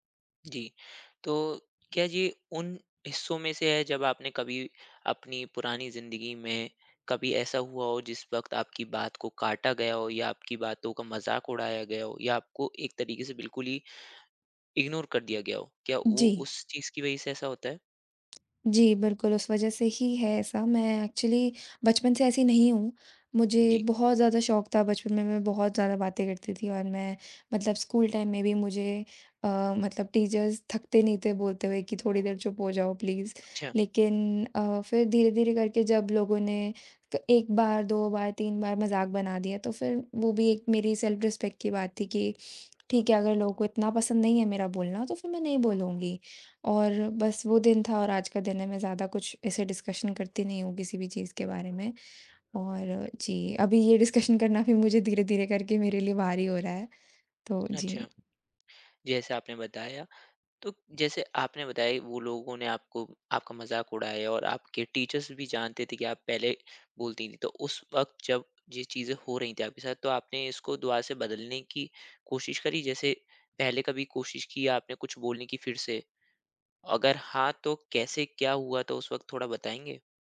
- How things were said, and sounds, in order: in English: "इग्नोर"; lip smack; in English: "ऐक्चुअली"; in English: "टाइम"; in English: "टीचर्स"; in English: "प्लीज़"; in English: "सेल्फ रिस्पेक्ट"; in English: "डिस्कशन"; laughing while speaking: "डिस्कशन"; in English: "डिस्कशन"; in English: "टीचर्स"
- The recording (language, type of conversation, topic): Hindi, advice, बातचीत में असहज होने पर मैं हर बार चुप क्यों हो जाता हूँ?